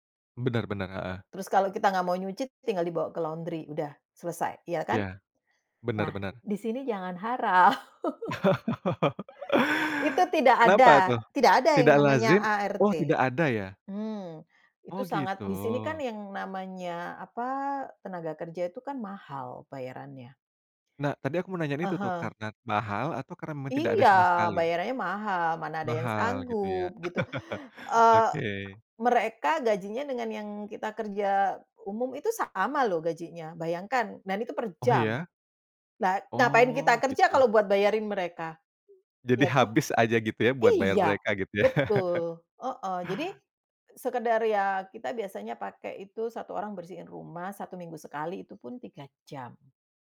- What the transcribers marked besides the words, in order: laugh; chuckle; stressed: "Iya"; chuckle; swallow; other background noise; chuckle
- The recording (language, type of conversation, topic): Indonesian, podcast, Bagaimana cerita migrasi keluarga memengaruhi identitas kalian?
- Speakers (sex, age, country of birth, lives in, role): female, 45-49, Indonesia, Netherlands, guest; male, 35-39, Indonesia, Indonesia, host